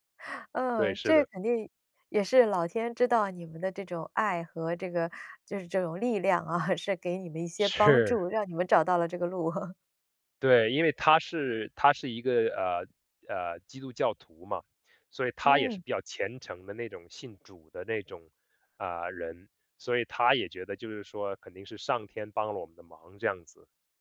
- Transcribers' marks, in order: chuckle; laughing while speaking: "是"; chuckle
- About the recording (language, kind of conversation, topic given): Chinese, podcast, 你最难忘的一次迷路经历是什么？